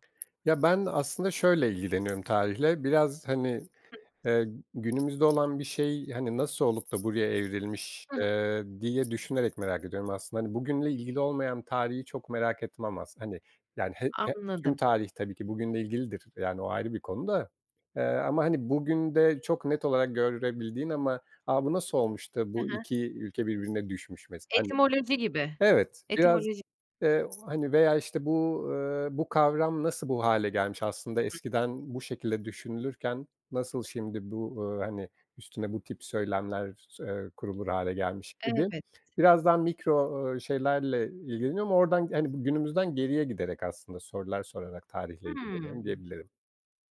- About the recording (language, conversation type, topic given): Turkish, podcast, Kendi kendine öğrenmek mümkün mü, nasıl?
- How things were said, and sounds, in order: other background noise; tapping